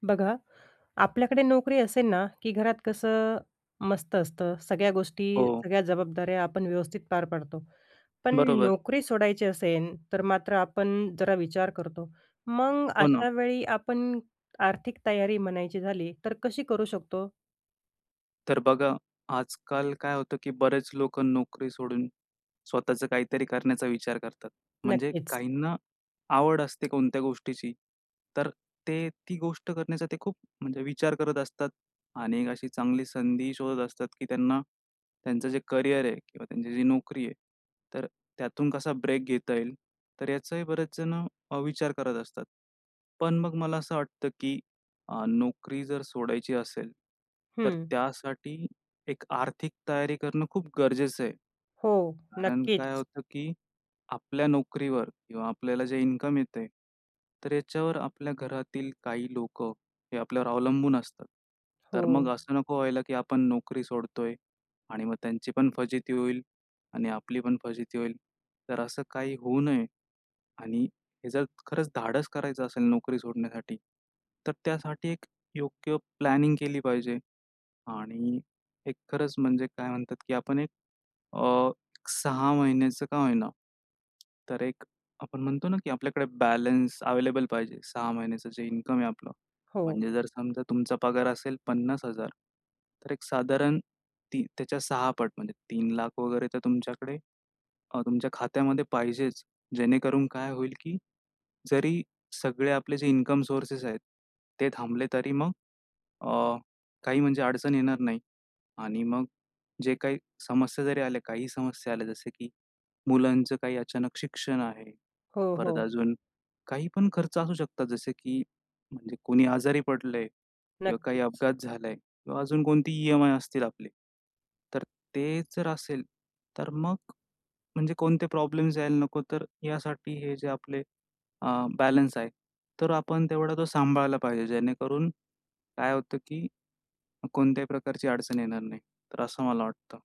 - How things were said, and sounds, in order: tapping; other background noise; in English: "ब्रेक"; in English: "प्लॅनिंग"
- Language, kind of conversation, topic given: Marathi, podcast, नोकरी सोडण्याआधी आर्थिक तयारी कशी करावी?